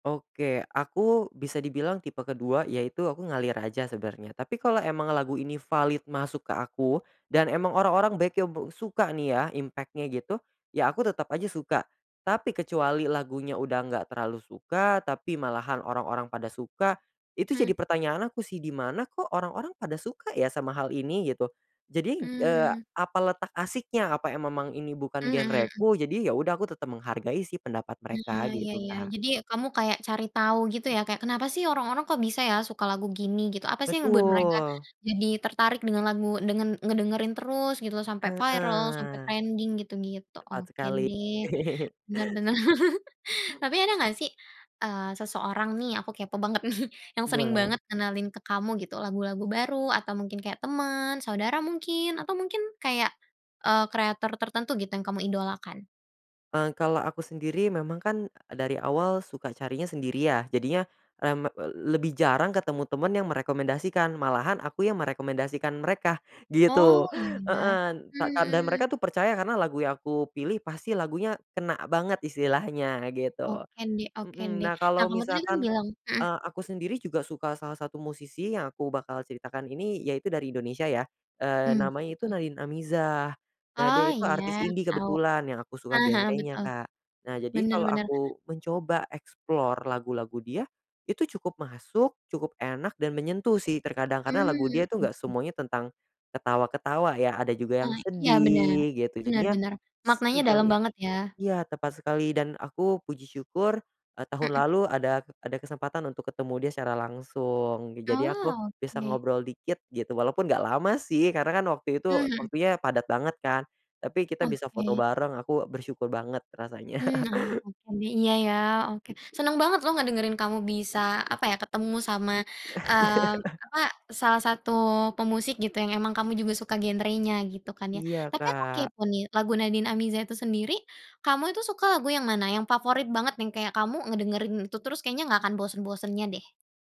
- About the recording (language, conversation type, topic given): Indonesian, podcast, Bagaimana biasanya kamu menemukan lagu baru?
- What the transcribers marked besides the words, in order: in English: "impact-nya"; chuckle; laughing while speaking: "nih"; in English: "explore"; chuckle; chuckle